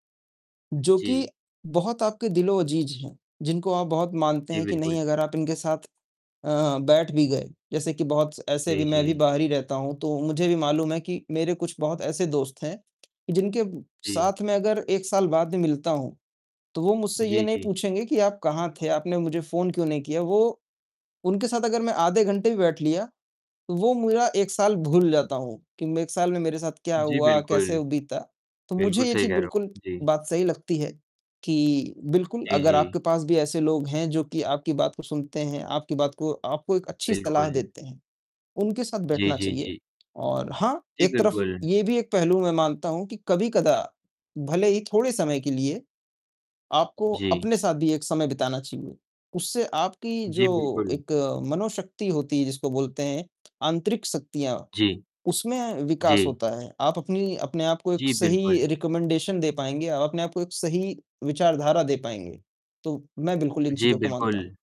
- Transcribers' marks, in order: distorted speech; tapping; in English: "रेकमेंडेशन"
- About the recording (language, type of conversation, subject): Hindi, unstructured, खुशी पाने के लिए आप रोज़ अपने दिन में क्या करते हैं?